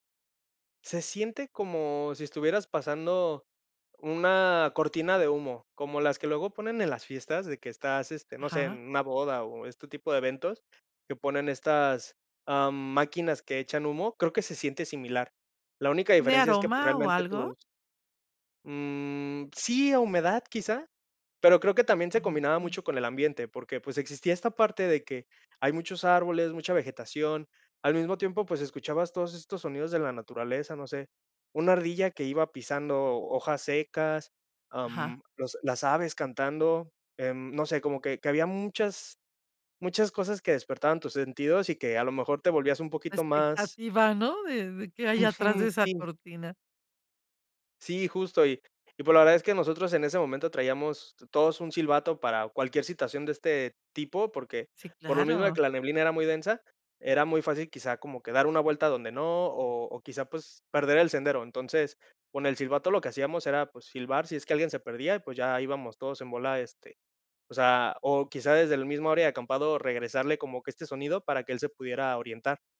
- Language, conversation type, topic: Spanish, podcast, ¿Puedes contarme sobre una aventura al aire libre que te haya marcado?
- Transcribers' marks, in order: tapping; unintelligible speech